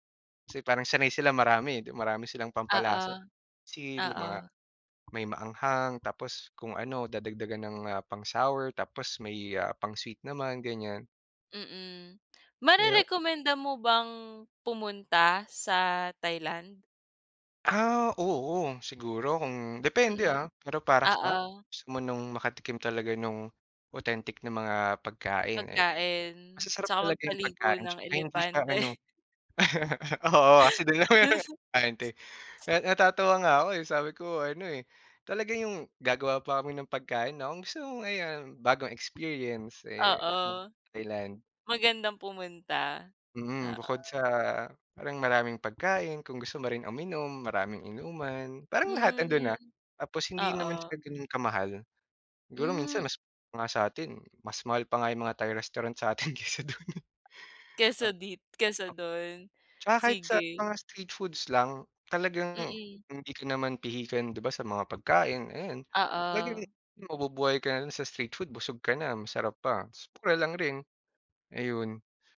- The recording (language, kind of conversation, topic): Filipino, podcast, Ano ang paborito mong alaala sa paglalakbay?
- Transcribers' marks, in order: tapping; other background noise; laugh; laughing while speaking: "kaysa do'n, eh"